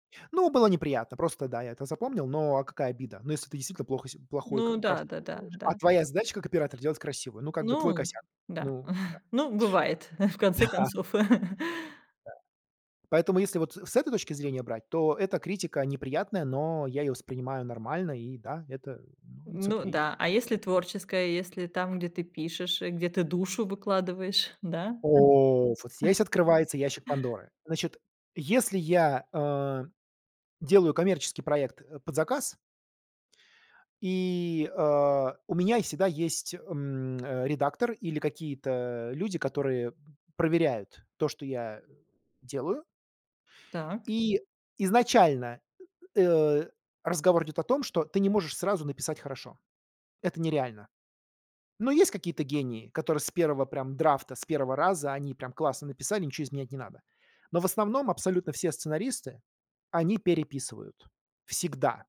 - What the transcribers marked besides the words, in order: tapping; chuckle; laughing while speaking: "Да"; laugh; in English: "it's ok"; laugh; other noise; other background noise
- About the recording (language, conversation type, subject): Russian, podcast, Как ты реагируешь на критику своих работ?